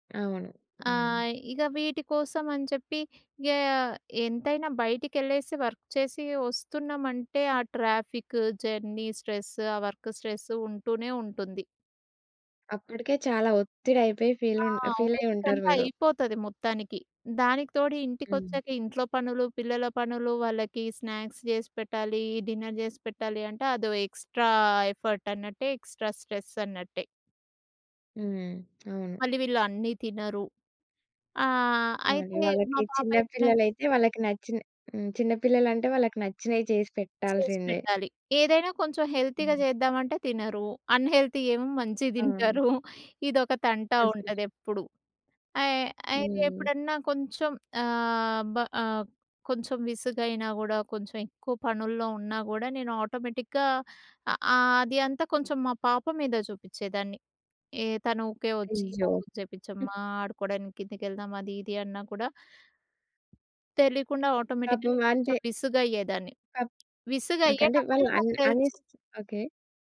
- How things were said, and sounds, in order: in English: "వర్క్"; in English: "ట్రాఫిక్, జర్నీ"; in English: "వర్క్"; in English: "ఫీల్"; in English: "స్నాక్స్"; in English: "డిన్నర్"; in English: "ఎక్స్‌ట్రా ఎఫర్ట్"; in English: "ఎక్స్‌ట్రా స్ట్రెస్"; in English: "హెల్తీగా"; in English: "అన్‌హెల్తీ"; laughing while speaking: "మంచిగా తింటారు"; in English: "ఆటోమేటిక్‌గా"; other background noise; in English: "ఆటోమేటిక్‌గా"; tapping
- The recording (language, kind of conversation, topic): Telugu, podcast, పని ఒత్తిడి వల్ల మీకు ఎప్పుడైనా పూర్తిగా అలసిపోయినట్టుగా అనిపించిందా, దాన్ని మీరు ఎలా ఎదుర్కొన్నారు?